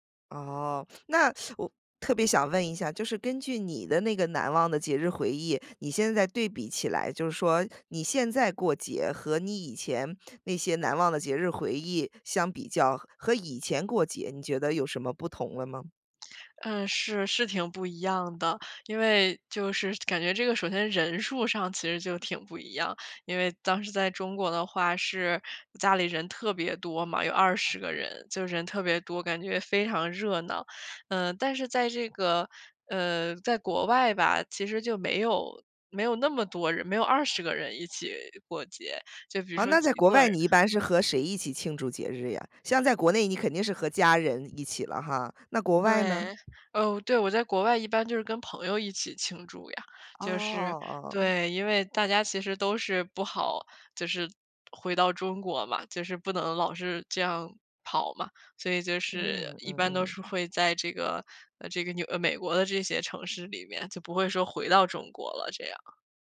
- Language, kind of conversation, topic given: Chinese, podcast, 能分享一次让你难以忘怀的节日回忆吗？
- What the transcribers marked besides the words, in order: teeth sucking; other background noise